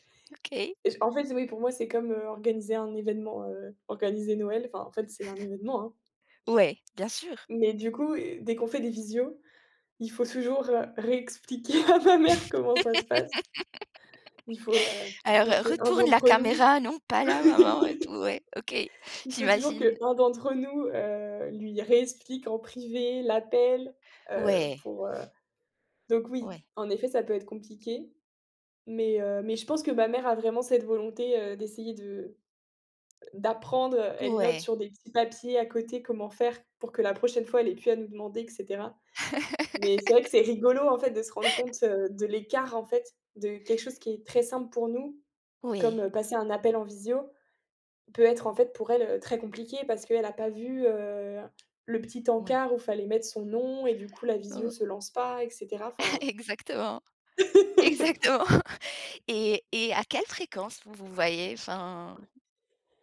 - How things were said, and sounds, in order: laughing while speaking: "à ma mère"; laugh; laugh; stressed: "d'apprendre"; laugh; stressed: "très"; tapping; laughing while speaking: "Exactement"; laugh; chuckle
- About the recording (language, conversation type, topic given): French, podcast, Comment garder le lien avec des proches éloignés ?